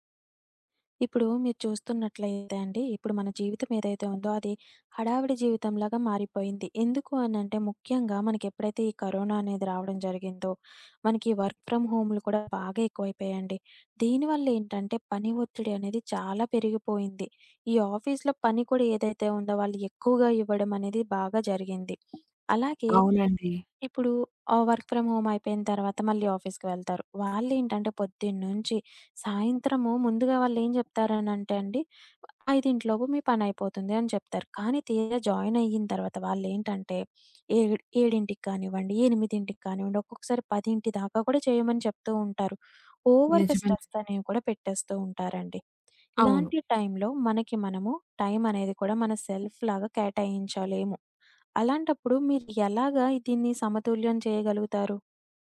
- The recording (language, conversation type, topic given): Telugu, podcast, ఆఫీస్ సమయం ముగిసాక కూడా పని కొనసాగకుండా మీరు ఎలా చూసుకుంటారు?
- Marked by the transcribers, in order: in English: "వర్క్ ఫ్రమ్"; other background noise; in English: "ఆఫీస్‌లో"; tapping; in English: "వర్క్ ఫ్రమ్ హోమ్"; in English: "ఆఫీస్‌కి"; in English: "జాయిన్"; in English: "ఓవర్‌గా స్ట్రెస్"; in English: "సెల్ఫ్‌లాగా"